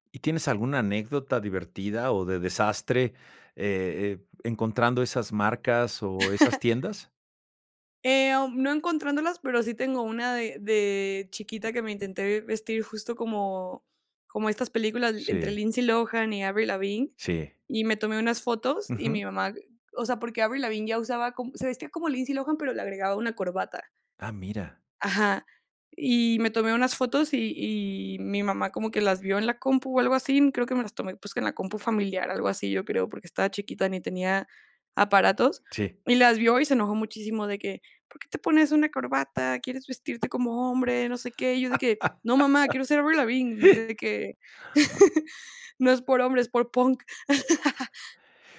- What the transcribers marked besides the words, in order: chuckle; other background noise; laugh; chuckle; chuckle
- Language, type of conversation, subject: Spanish, podcast, ¿Qué película o serie te inspira a la hora de vestirte?